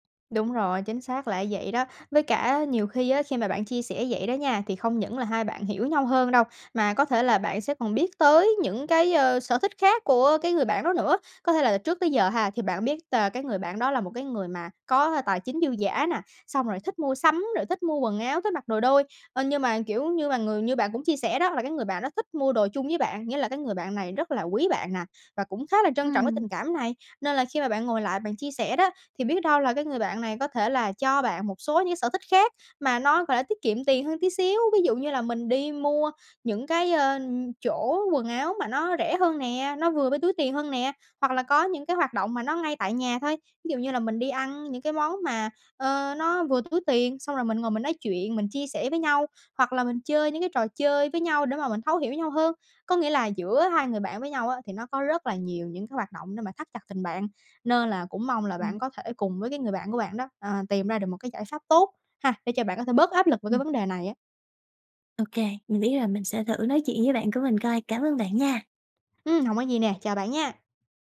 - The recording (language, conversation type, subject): Vietnamese, advice, Bạn làm gì khi cảm thấy bị áp lực phải mua sắm theo xu hướng và theo mọi người xung quanh?
- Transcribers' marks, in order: tapping